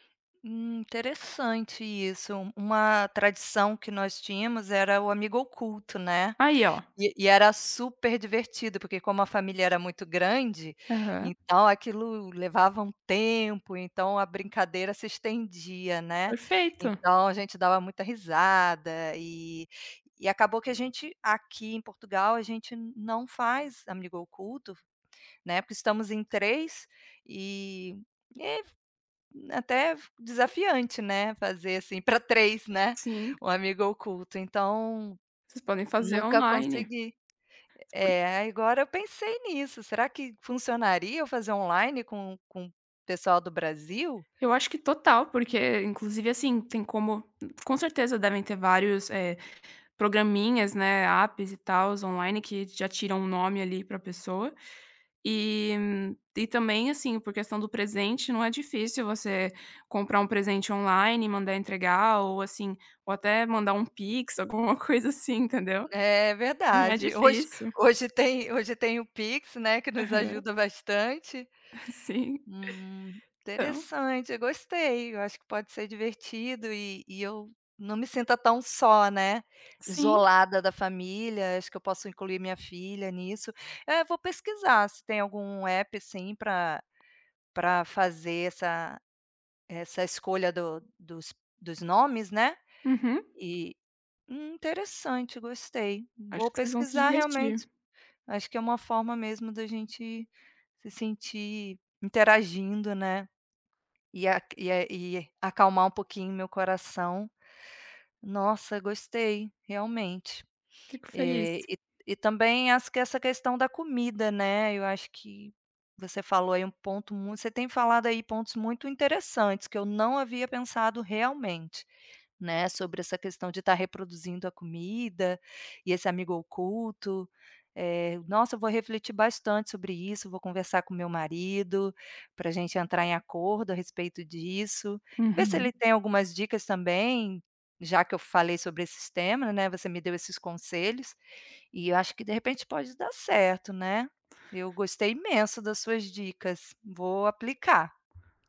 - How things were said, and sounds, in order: tapping; other background noise; laughing while speaking: "alguma coisa assim entendeu"; laughing while speaking: "Sim, então"
- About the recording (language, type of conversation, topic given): Portuguese, advice, Como posso lidar com a saudade do meu ambiente familiar desde que me mudei?